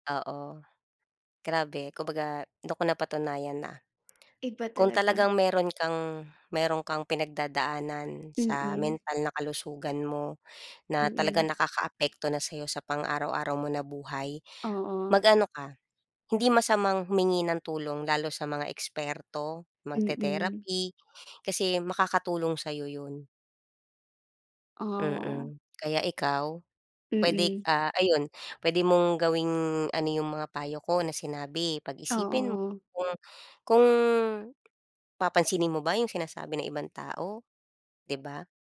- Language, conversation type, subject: Filipino, unstructured, Ano ang masasabi mo sa mga taong hindi naniniwala sa pagpapayo ng dalubhasa sa kalusugang pangkaisipan?
- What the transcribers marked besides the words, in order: tapping